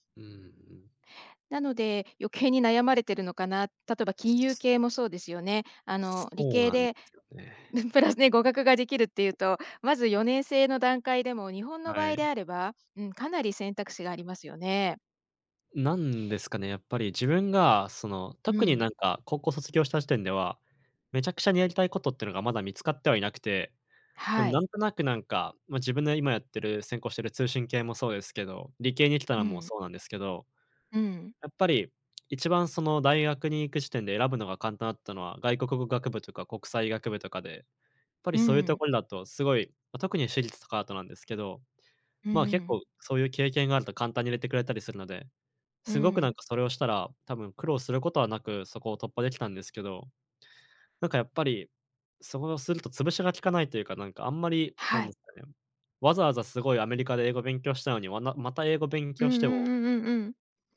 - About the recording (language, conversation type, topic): Japanese, advice, キャリアの方向性に迷っていますが、次に何をすればよいですか？
- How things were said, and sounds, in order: other background noise; laughing while speaking: "プラスで語学ができる"; tapping